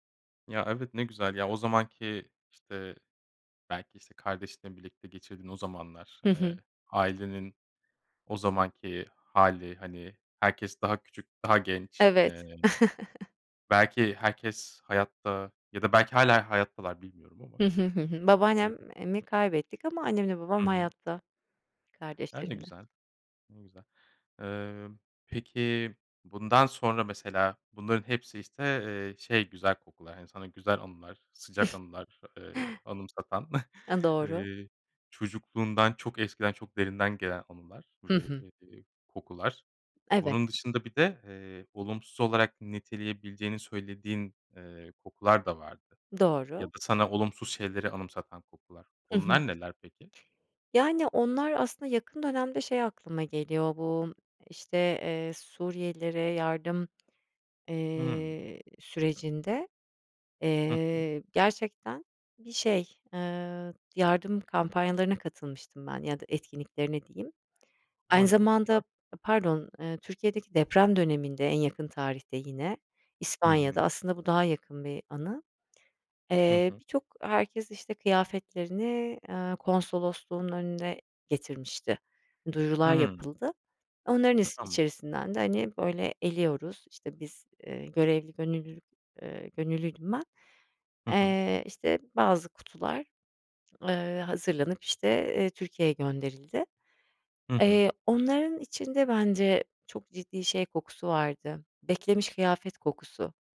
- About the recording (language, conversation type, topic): Turkish, podcast, Hangi kokular seni geçmişe götürür ve bunun nedeni nedir?
- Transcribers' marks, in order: chuckle; unintelligible speech; chuckle